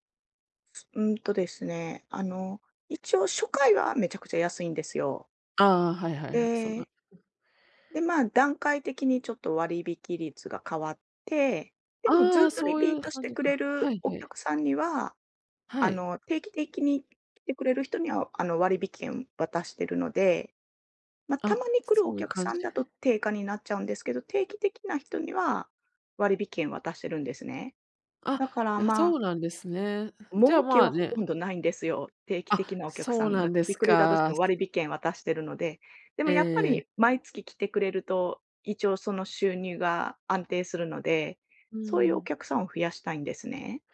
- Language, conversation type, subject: Japanese, advice, 社会の期待と自分の価値観がぶつかったとき、どう対処すればいいですか？
- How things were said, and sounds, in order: other noise; other background noise; "割引券" said as "わりびけん"; "割引券" said as "わりびけん"